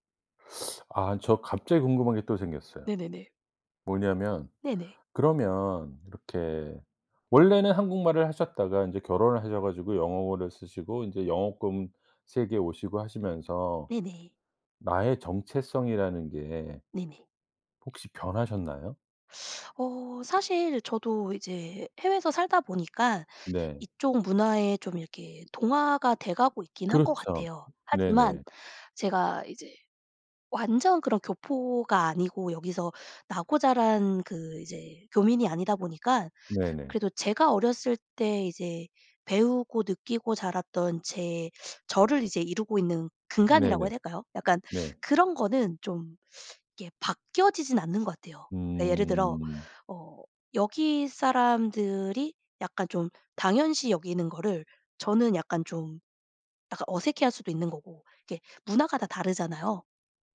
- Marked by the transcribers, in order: teeth sucking; tapping; teeth sucking; other background noise
- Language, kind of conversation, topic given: Korean, podcast, 언어가 정체성에 어떤 역할을 한다고 생각하시나요?